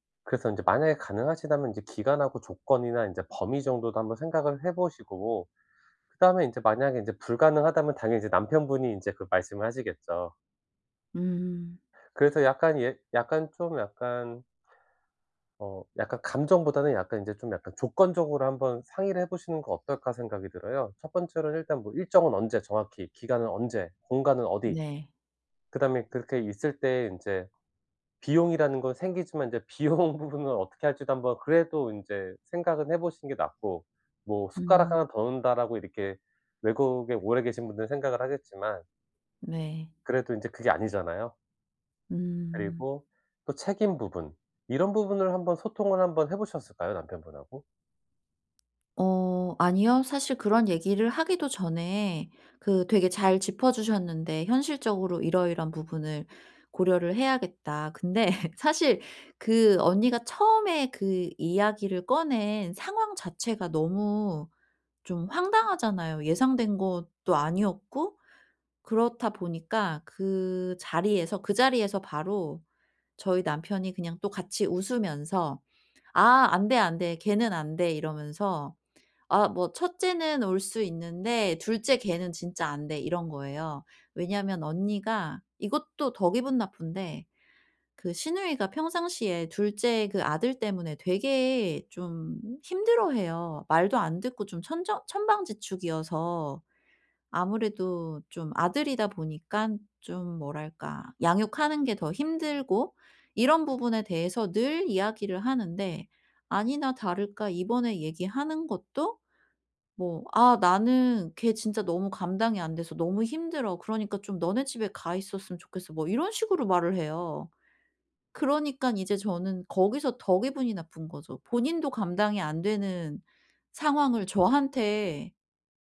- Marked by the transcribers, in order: laughing while speaking: "비용 부분을"; laughing while speaking: "근데"
- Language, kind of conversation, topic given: Korean, advice, 이사할 때 가족 간 갈등을 어떻게 줄일 수 있을까요?